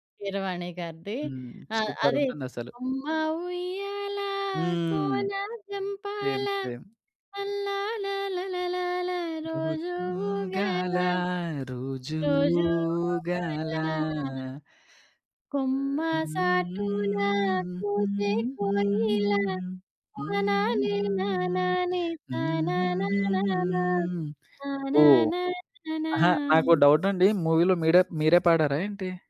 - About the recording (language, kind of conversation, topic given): Telugu, podcast, కొత్త సంగీతాన్ని కనుగొనడంలో ఇంటర్నెట్ మీకు ఎంతవరకు తోడ్పడింది?
- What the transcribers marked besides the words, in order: singing: "అమ్మ ఉయ్యాలా కోన జంపాల. లల్లాల లలలాల రోజు ఊగాలా, రోజు ఊగాలా"; in English: "సేమ్, సేమ్"; singing: "రోజూగాల రోజూ ఊగాల"; singing: "కొమ్మ సాటున కూసే కోయిలా"; singing: "ఉ ఊ ఊ ఊ ఊహ్మ్ ఉహూ ఉహుహుహూ ఉఉమ్ఉఉమ్ ఊహూహూహూ హ్మ్"; singing: "తానానే నానానే తానానానానా తనానానానా"